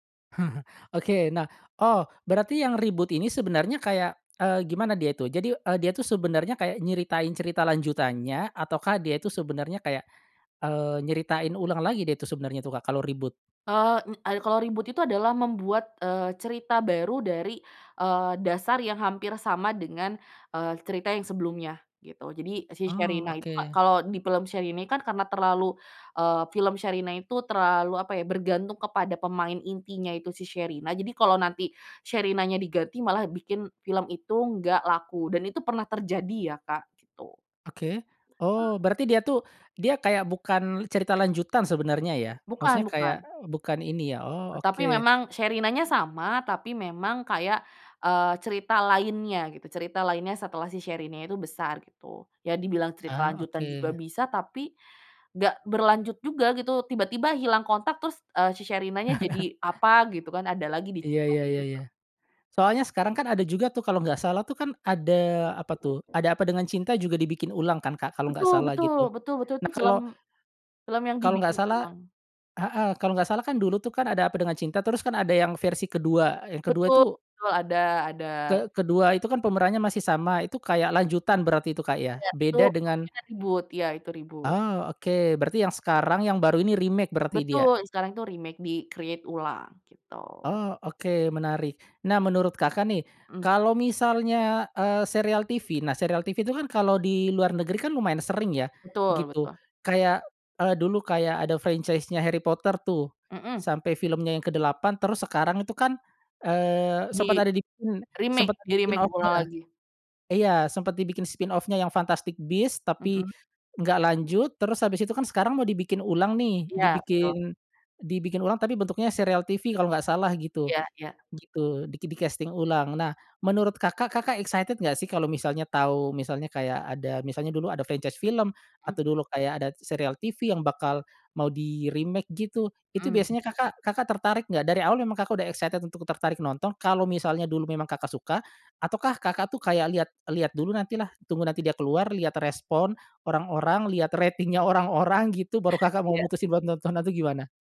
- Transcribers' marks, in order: chuckle; in English: "reboot"; in English: "reboot?"; in English: "reboot"; tapping; other background noise; unintelligible speech; chuckle; in English: "reboot"; in English: "reboot"; in English: "remake"; in English: "remake di-create"; in English: "franchise-nya"; unintelligible speech; in English: "spin off-nya"; in English: "Di-remake di-remake"; in English: "spin off-nya"; in English: "di-casting"; in English: "excited"; in English: "franchise"; in English: "di-remake"; in English: "excited"
- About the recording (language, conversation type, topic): Indonesian, podcast, Mengapa banyak acara televisi dibuat ulang atau dimulai ulang?